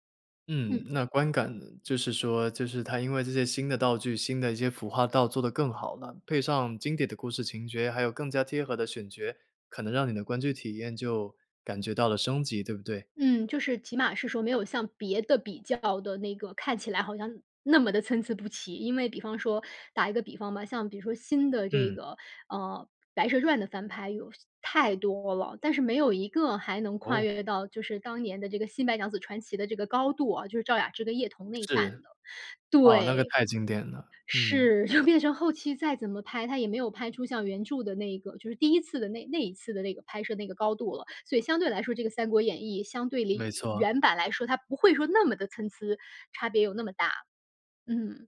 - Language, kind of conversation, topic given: Chinese, podcast, 为什么老故事总会被一再翻拍和改编？
- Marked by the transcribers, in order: laughing while speaking: "就"